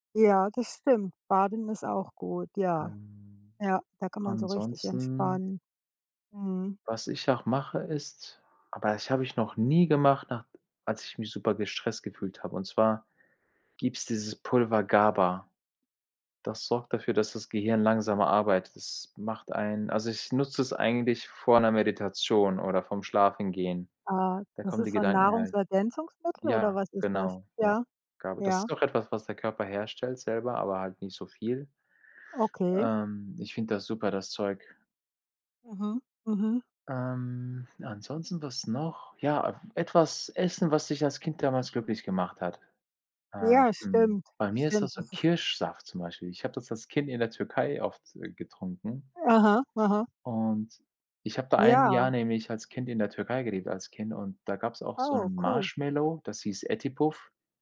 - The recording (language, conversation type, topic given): German, unstructured, Was machst du, wenn du dich gestresst fühlst?
- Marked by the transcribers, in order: tapping; other background noise